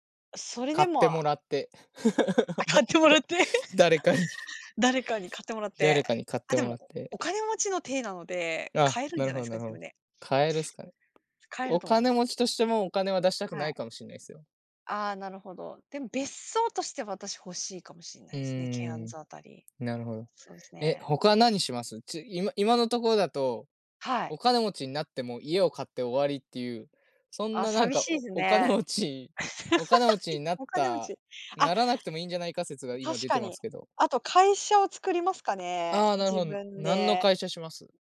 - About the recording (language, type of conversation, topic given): Japanese, unstructured, 10年後の自分はどんな人になっていると思いますか？
- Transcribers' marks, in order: laughing while speaking: "あ、買ってもらって"; laugh; giggle; tapping; other noise; laugh